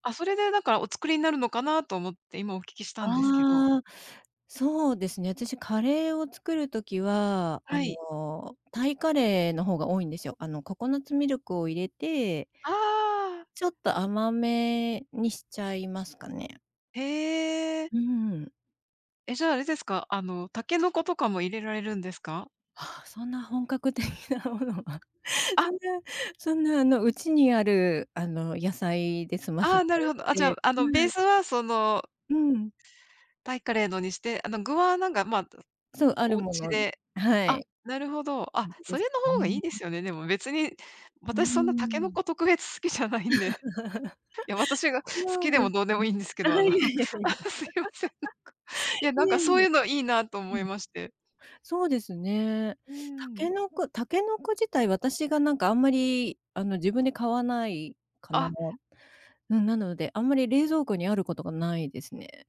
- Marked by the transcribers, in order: tapping; other background noise; laughing while speaking: "ものは、そんな そんな、あの、うちにある、あの"; laugh; laughing while speaking: "ああ、すいません、なんか"; laugh
- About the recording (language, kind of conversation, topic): Japanese, unstructured, 食べると元気が出る料理はありますか？